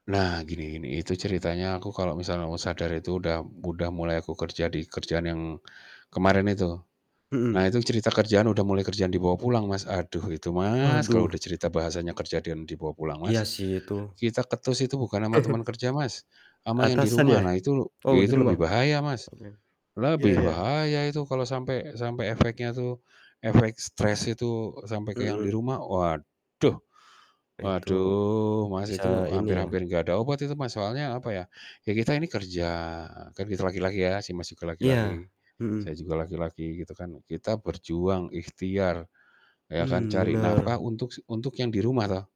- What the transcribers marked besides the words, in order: static; other background noise; chuckle; stressed: "Waduh"; tapping
- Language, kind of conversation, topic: Indonesian, podcast, Bagaimana kamu menjaga kesehatan mental setiap hari?